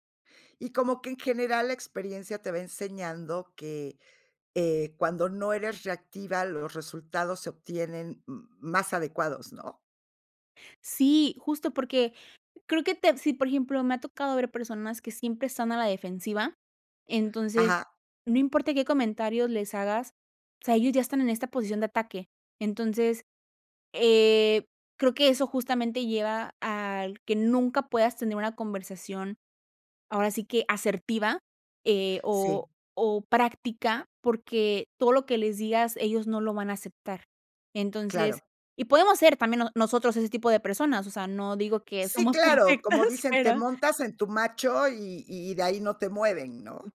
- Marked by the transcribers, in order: tapping; laughing while speaking: "perfectas"
- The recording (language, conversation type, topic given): Spanish, podcast, ¿Cómo explicas tus límites a tu familia?